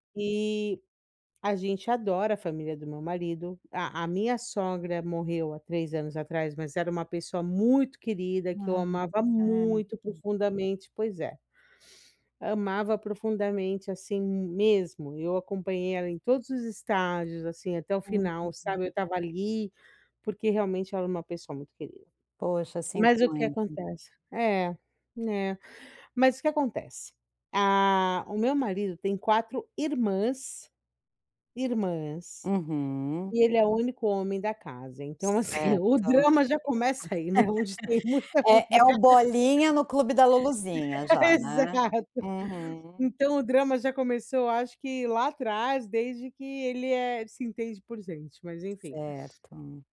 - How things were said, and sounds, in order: laughing while speaking: "assim, o drama já começa aí, né, onde tem muita mulher"; laugh; laughing while speaking: "Exato"
- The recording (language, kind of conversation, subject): Portuguese, advice, Como posso manter a calma ao receber críticas?